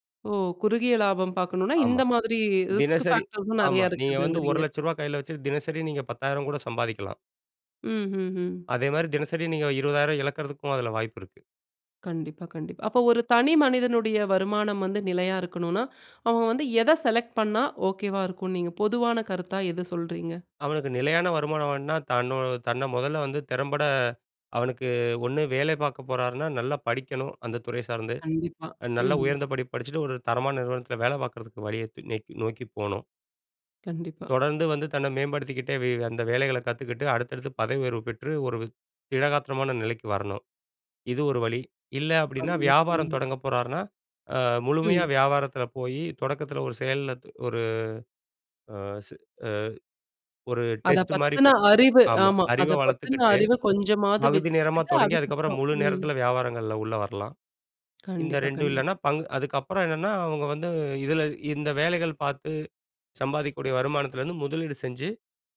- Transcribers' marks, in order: in English: "ரிஸ்க் ஃபேக்டர்ஸும்"; in English: "செலக்ட்"; unintelligible speech; in English: "டெஸ்ட்டு"
- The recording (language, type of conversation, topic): Tamil, podcast, பணம் சம்பாதிப்பதில் குறுகிய கால இலாபத்தையும் நீண்டகால நிலையான வருமானத்தையும் நீங்கள் எப்படி தேர்வு செய்கிறீர்கள்?